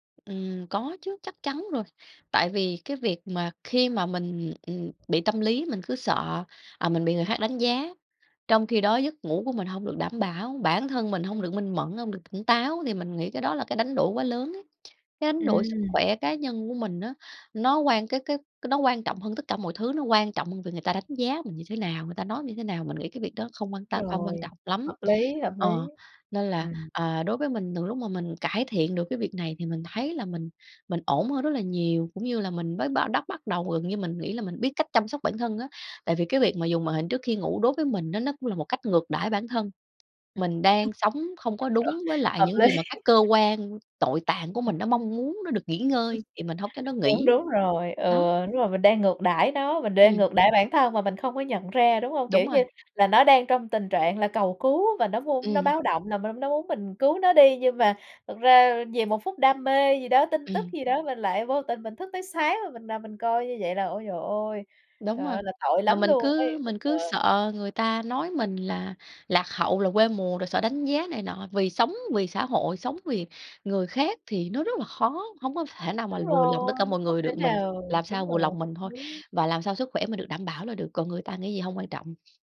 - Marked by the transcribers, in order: tapping; other background noise; laugh; laughing while speaking: "Hợp lý"; chuckle
- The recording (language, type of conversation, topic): Vietnamese, podcast, Bạn quản lý việc dùng điện thoại hoặc các thiết bị có màn hình trước khi đi ngủ như thế nào?